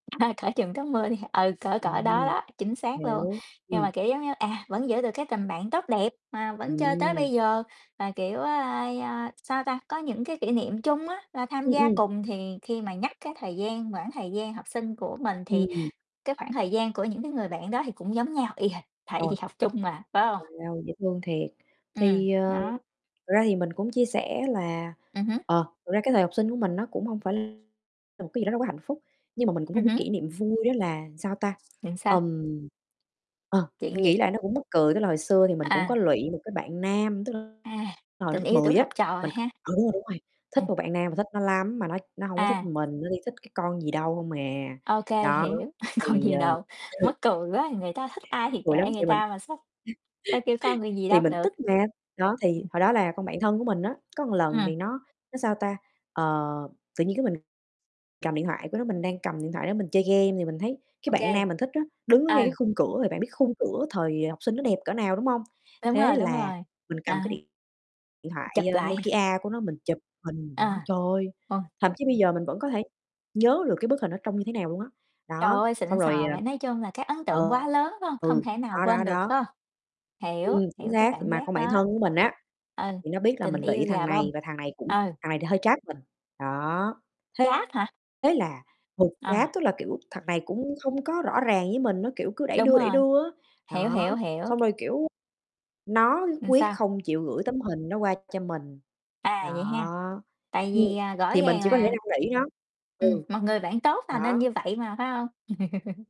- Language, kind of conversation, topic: Vietnamese, unstructured, Bạn có kỷ niệm vui nào khi học cùng bạn bè không?
- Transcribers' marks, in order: other background noise; distorted speech; laughing while speaking: "tại vì học chung"; tapping; static; laughing while speaking: "con gì đâu"; laugh; "một" said as "ưn"; in English: "trap"; unintelligible speech; in English: "trap"; "Làm" said as "ừn"; chuckle